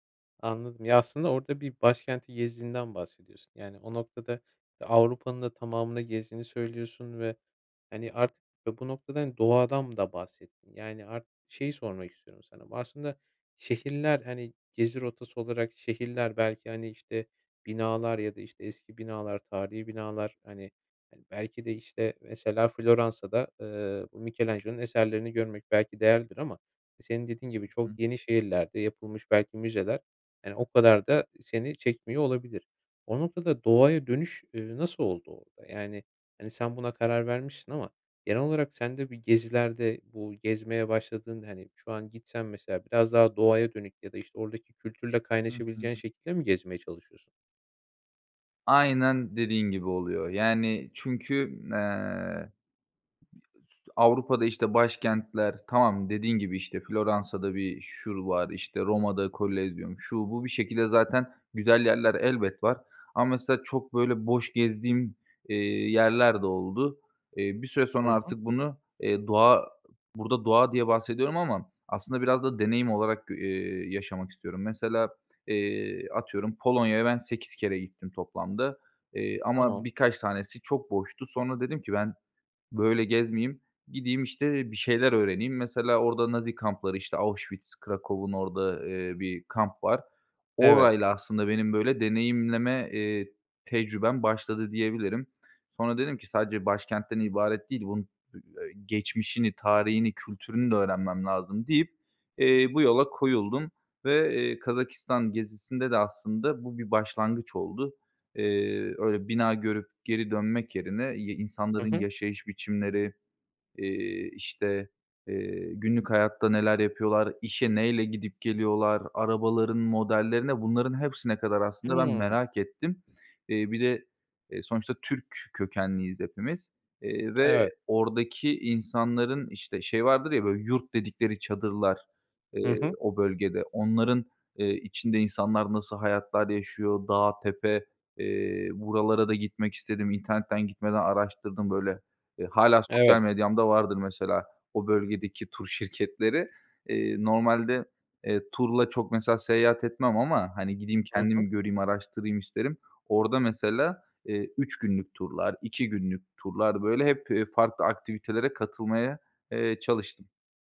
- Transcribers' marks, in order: unintelligible speech; "şur" said as "sur"; unintelligible speech; stressed: "neyle"; stressed: "yurt"; tapping
- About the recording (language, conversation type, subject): Turkish, podcast, En anlamlı seyahat destinasyonun hangisiydi ve neden?
- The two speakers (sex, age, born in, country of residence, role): male, 25-29, Turkey, Bulgaria, guest; male, 25-29, Turkey, Poland, host